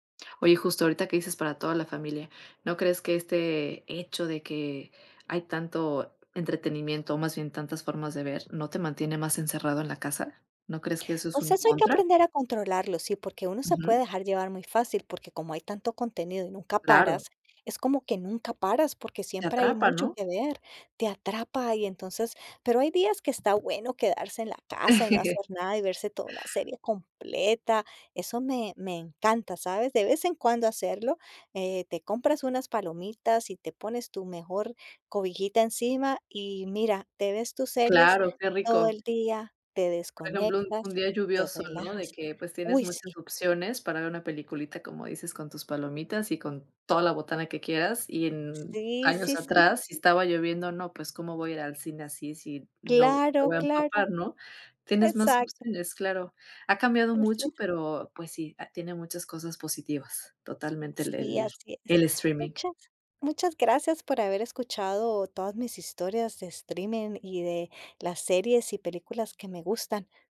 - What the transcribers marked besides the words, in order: chuckle; other background noise
- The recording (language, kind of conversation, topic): Spanish, podcast, ¿Cómo ha cambiado el streaming la forma en que consumimos entretenimiento?